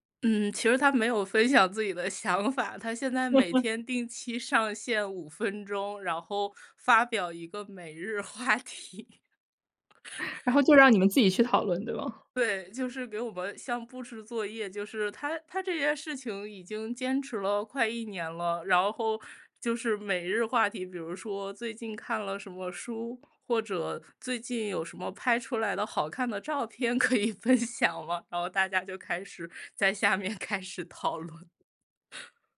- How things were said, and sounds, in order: laughing while speaking: "分享"; laugh; laughing while speaking: "话题"; chuckle; laugh; laughing while speaking: "可以分享吗？"; laughing while speaking: "开始讨论"; laugh
- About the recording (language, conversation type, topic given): Chinese, podcast, 你能和我们分享一下你的追星经历吗？